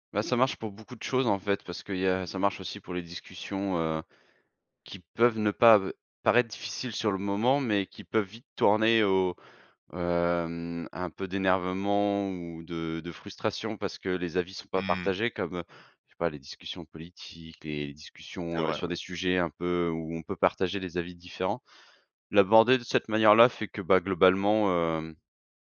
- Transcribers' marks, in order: none
- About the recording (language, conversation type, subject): French, podcast, Comment te prépares-tu avant une conversation difficile ?